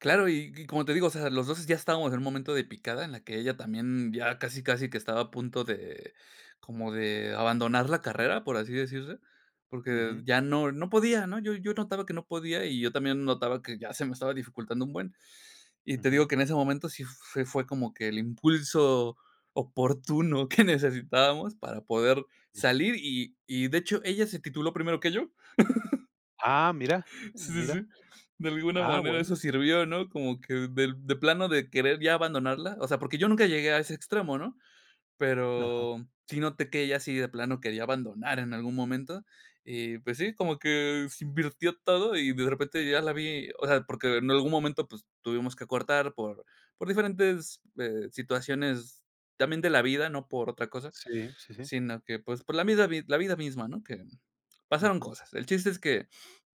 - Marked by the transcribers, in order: chuckle; unintelligible speech; chuckle
- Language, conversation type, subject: Spanish, podcast, ¿Quién fue la persona que más te guió en tu carrera y por qué?